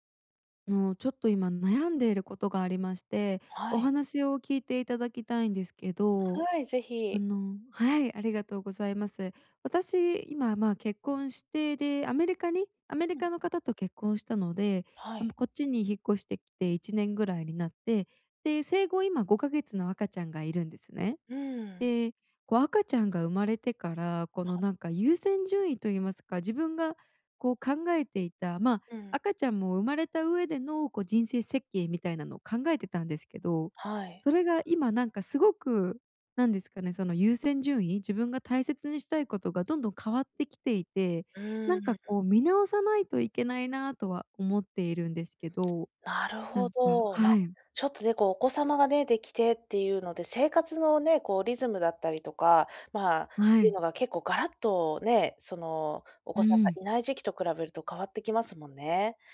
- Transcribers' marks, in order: other background noise
- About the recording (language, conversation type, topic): Japanese, advice, 人生の優先順位を見直して、キャリアや生活でどこを変えるべきか悩んでいるのですが、どうすればよいですか？